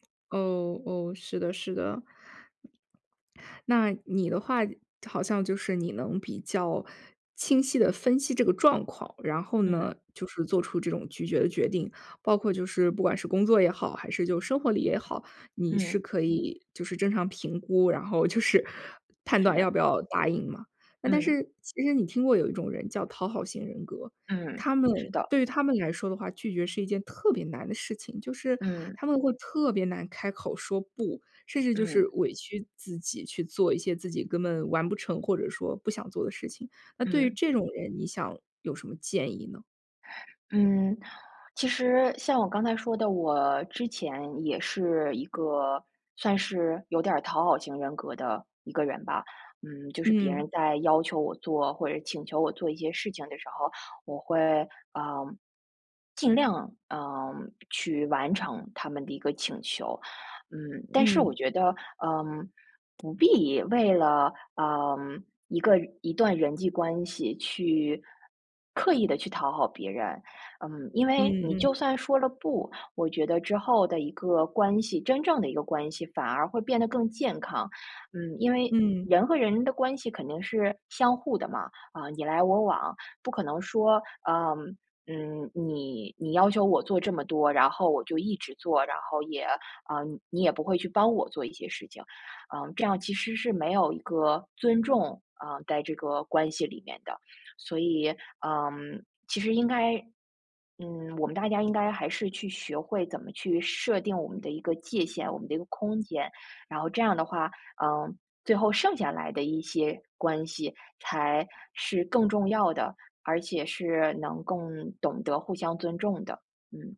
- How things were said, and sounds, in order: laughing while speaking: "就是"; other background noise
- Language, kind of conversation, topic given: Chinese, podcast, 你是怎么学会说“不”的？